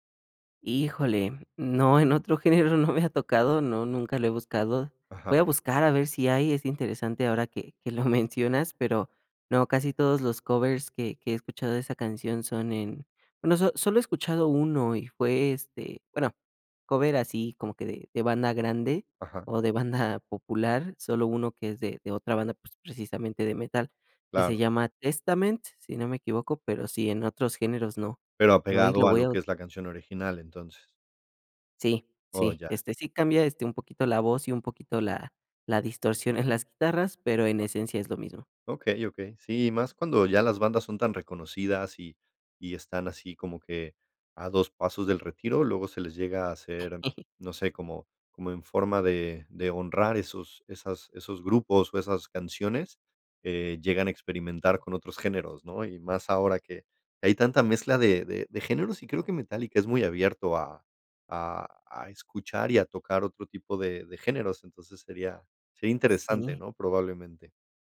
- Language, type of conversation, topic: Spanish, podcast, ¿Cuál es tu canción favorita y por qué te conmueve tanto?
- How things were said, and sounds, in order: unintelligible speech; unintelligible speech; laugh